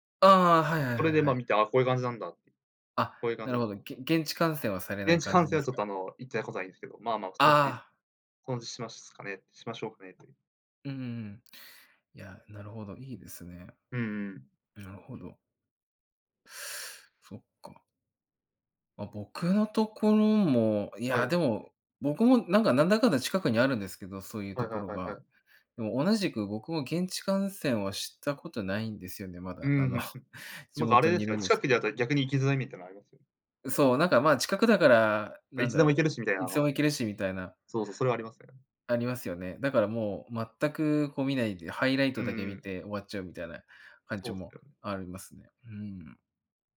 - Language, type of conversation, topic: Japanese, unstructured, 地域のおすすめスポットはどこですか？
- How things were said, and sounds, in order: tapping; laughing while speaking: "の"; chuckle